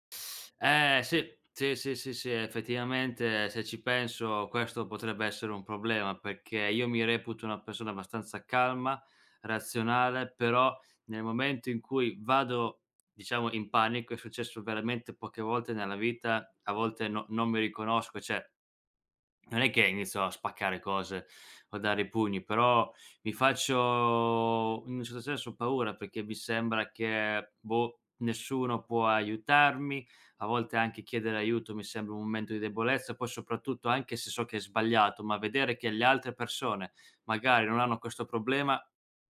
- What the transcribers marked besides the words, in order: "perché" said as "pecché"; "cioè" said as "ceh"; "perché" said as "pecchè"; "momento" said as "mmento"
- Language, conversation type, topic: Italian, advice, Come hai vissuto una rottura improvvisa e lo shock emotivo che ne è seguito?